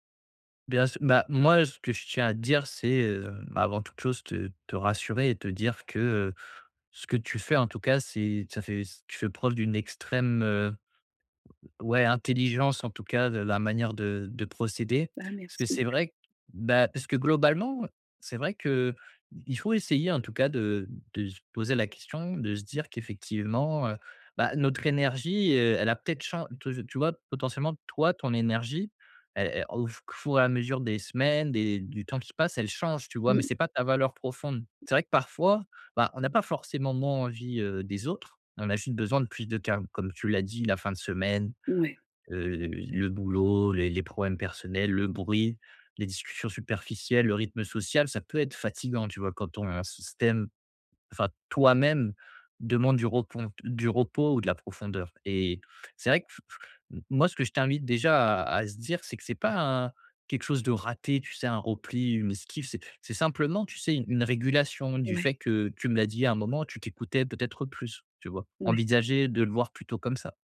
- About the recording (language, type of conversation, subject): French, advice, Pourquoi est-ce que je n’ai plus envie d’aller en soirée ces derniers temps ?
- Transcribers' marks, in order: other background noise; sad: "Ah, merci"; "repos" said as "repon"; tapping